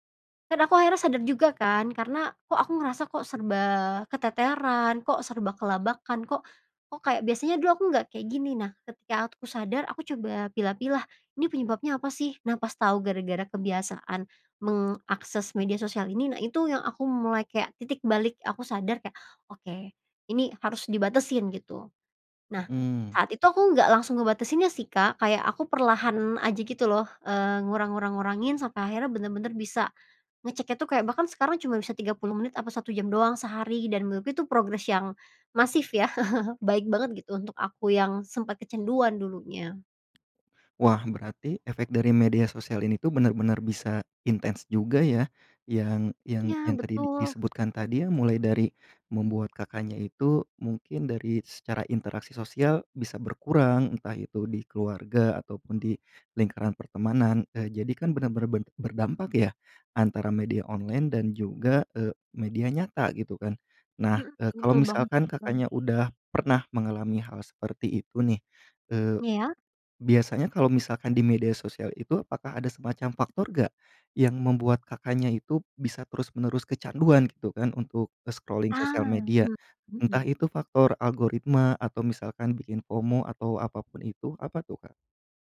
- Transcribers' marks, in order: tapping; chuckle; other background noise; in English: "scrolling"; in English: "FOMO"
- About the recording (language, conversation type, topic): Indonesian, podcast, Menurutmu, apa batasan wajar dalam menggunakan media sosial?